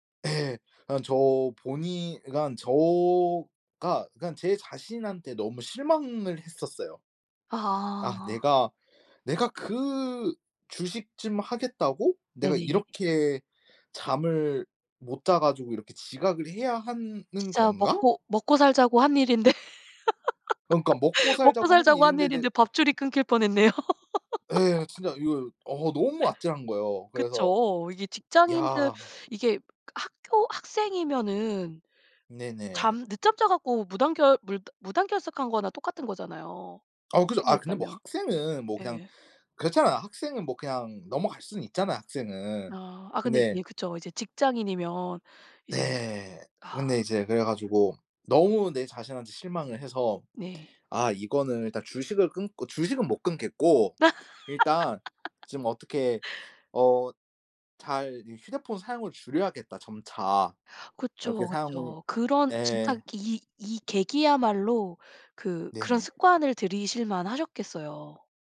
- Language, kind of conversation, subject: Korean, podcast, 한 가지 습관이 삶을 바꾼 적이 있나요?
- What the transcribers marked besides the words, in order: laugh; laughing while speaking: "먹고살자고 하는 일인데 밥줄이 끊길 뻔했네요"; laugh; other background noise; laugh